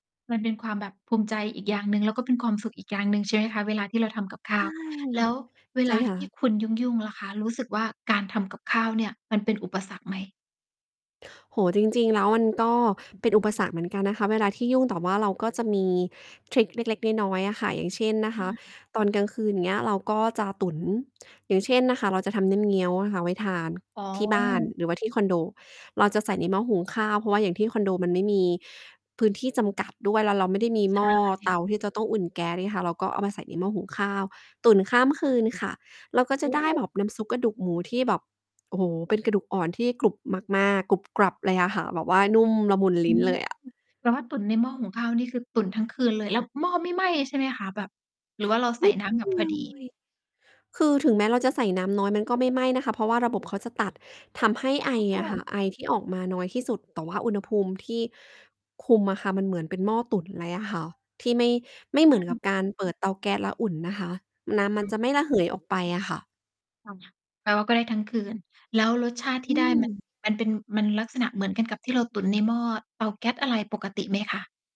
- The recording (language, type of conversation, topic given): Thai, podcast, คุณมีประสบการณ์ทำกับข้าวที่บ้านแบบไหนบ้าง เล่าให้ฟังหน่อยได้ไหม?
- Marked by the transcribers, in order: "ใช่" said as "ใจ้"; distorted speech